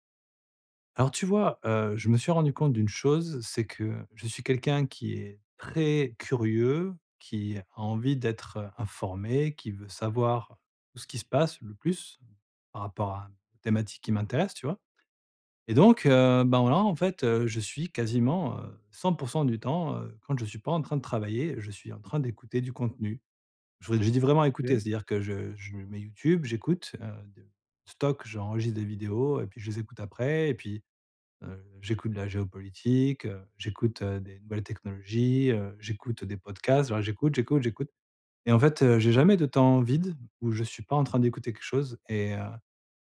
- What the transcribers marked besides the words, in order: stressed: "très"; stressed: "donc"; tapping; other background noise
- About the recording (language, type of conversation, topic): French, advice, Comment apprendre à accepter l’ennui pour mieux me concentrer ?